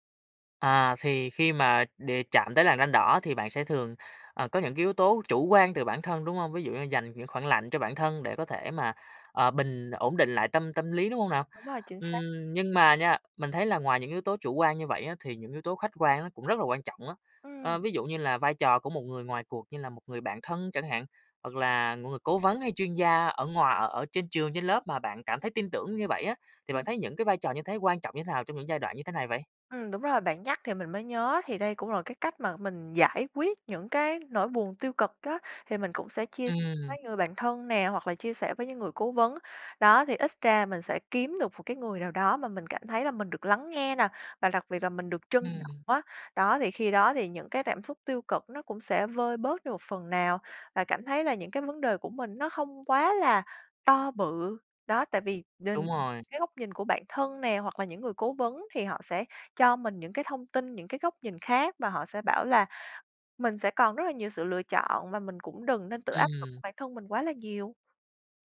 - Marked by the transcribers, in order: tapping; other background noise
- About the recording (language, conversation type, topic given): Vietnamese, podcast, Gia đình ảnh hưởng đến những quyết định quan trọng trong cuộc đời bạn như thế nào?